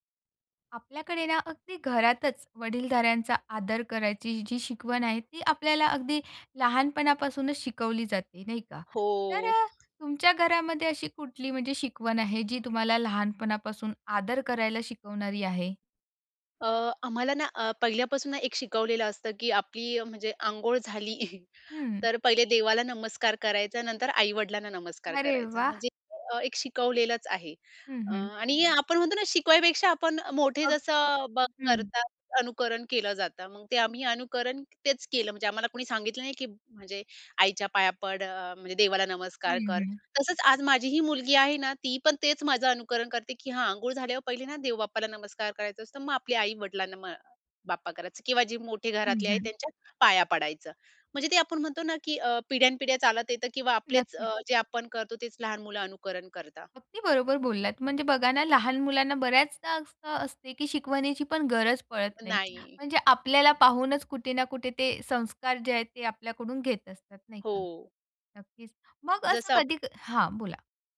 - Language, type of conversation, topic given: Marathi, podcast, तुमच्या कुटुंबात आदर कसा शिकवतात?
- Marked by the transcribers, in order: drawn out: "हो"; other noise; tapping; chuckle; joyful: "अरे वाह!"